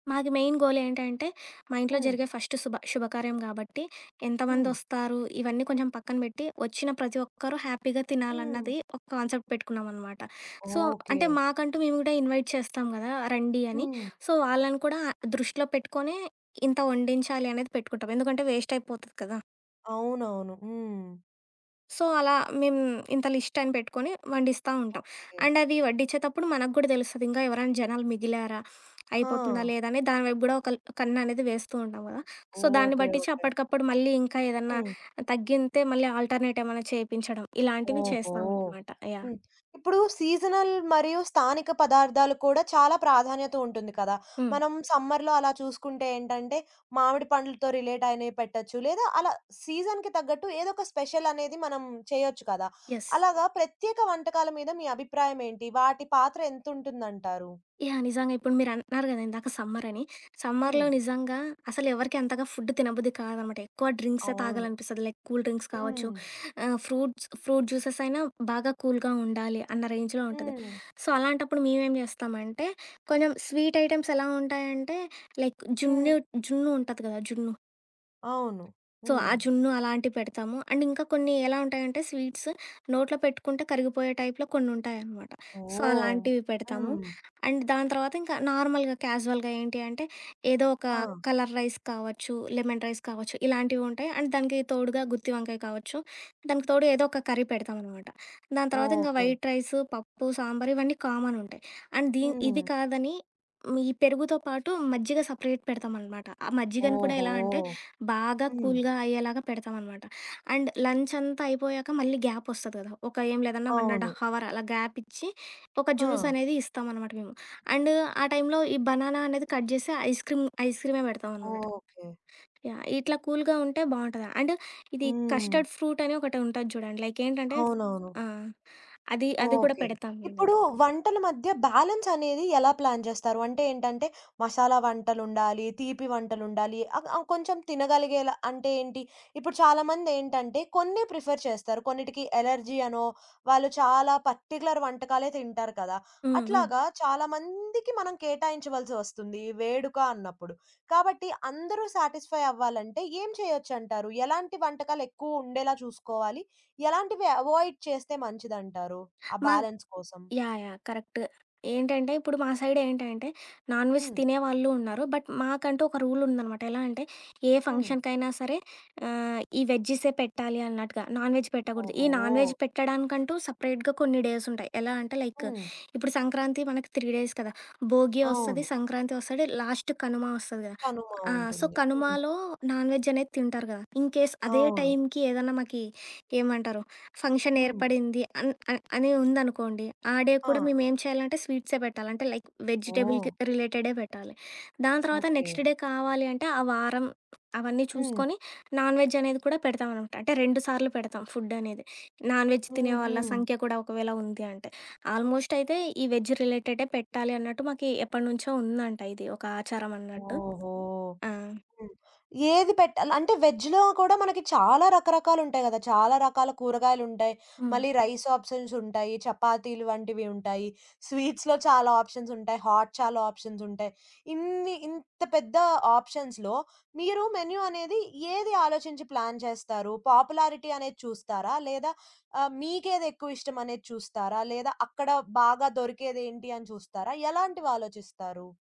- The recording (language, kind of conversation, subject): Telugu, podcast, వేడుక కోసం మీరు మెనూని ఎలా నిర్ణయిస్తారు?
- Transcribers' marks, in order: in English: "మెయిన్ గోల్"; in English: "ఫస్ట్"; in English: "హ్యాపీగా"; in English: "కాన్సెప్ట్"; in English: "సో"; in English: "ఇన్వైట్"; in English: "సో"; in English: "వేస్ట్"; tapping; in English: "సో"; in English: "లిస్ట్"; in English: "అండ్"; "వడ్డించేటప్పుడు" said as "వడ్డించేతప్పుడు"; in English: "సో"; other background noise; "తగ్గితే" said as "తగ్గింతే"; in English: "ఆల్టర్‌నేట్"; in English: "సీజనల్"; in English: "సమ్మర్‌లో"; in English: "రిలేట్"; in English: "సీజన్‌కి"; in English: "స్పెషల్"; in English: "యెస్"; in English: "సమ్మర్"; in English: "సమ్మర్‌లో"; in English: "ఫుడ్"; in English: "డ్రింక్సే"; in English: "లైక్ కూల్ డ్రింక్స్"; in English: "ఫ్రూట్స్ ఫ్రూట్ జ్యూసెస్"; in English: "కూల్‌గా"; in English: "రేంజ్‌లో"; in English: "సో"; in English: "స్వీట్ ఐటెమ్స్"; in English: "లైక్"; in English: "సో"; in English: "అండ్"; in English: "స్వీట్స్"; in English: "టైప్‌లో"; in English: "సో"; in English: "అండ్"; in English: "నార్మల్‌గా, క్యాజువల్‌గా"; in English: "కలర్ రైస్"; in English: "లెమన్ రైస్"; in English: "అండ్"; in English: "కర్రీ"; in English: "వైట్ రైస్"; in English: "కామన్"; in English: "అండ్"; in English: "సపరేట్"; in English: "కూల్‌గా"; in English: "అండ్ లంచ్"; in English: "గ్యాప్"; in English: "వన్ అండ్ హావర్"; in English: "జ్యూస్"; in English: "అండ్"; in English: "టైమ్‌లో"; in English: "బనానా"; in English: "కట్"; in English: "ఐస్‌క్రీమ్ ఐస్‌క్రీమే"; in English: "కూల్‌గా"; in English: "అండ్"; in English: "కస్టర్డ్ ఫ్రూట్"; in English: "లైక్"; in English: "బ్యాలెన్స్"; in English: "ప్లాన్"; in English: "ప్రిఫర్"; in English: "అలెర్జీ"; in English: "పర్టిక్యులర్"; stressed: "చాలామందికి"; in English: "సాటిస్‌ఫై"; in English: "అవాయిడ్"; in English: "బ్యాలెన్స్"; in English: "కరెక్ట్"; in English: "సైడ్"; in English: "నాన్‌వెజ్"; in English: "బట్"; in English: "రూల్"; in English: "ఫంక్షన్‌కైనా"; in English: "వెజ్జీసే"; in English: "నాన్‌వెజ్"; in English: "నాన్ వెజ్"; in English: "సపరేట్‌గా"; in English: "డేస్"; in English: "లైక్"; in English: "డేస్"; in English: "లాస్ట్‌కు"; in English: "సో"; in English: "నాన్‌వెజ్"; in English: "ఇన్‌కేస్"; in English: "ఫంక్షన్"; in English: "డే"; in English: "లైక్ వెజిటేబుల్‌కి రిలేటెడే"; in English: "నెక్స్ట్ డే"; in English: "నాన్‌వెజ్"; in English: "ఫుడ్"; in English: "నాన్‌వెజ్"; in English: "ఆల్‌మోస్ట్"; in English: "వెజ్"; in English: "వెజ్‌లో"; in English: "రైస్ ఆప్షన్స్"; in English: "స్వీట్స్‌లో"; in English: "ఆప్షన్స్"; in English: "హాట్"; in English: "ఆప్షన్స్"; stressed: "ఇన్ని ఇంత"; in English: "ఆప్షన్స్‌లో"; in English: "మెన్యూ"; in English: "ప్లాన్"; in English: "పాపులారిటీ"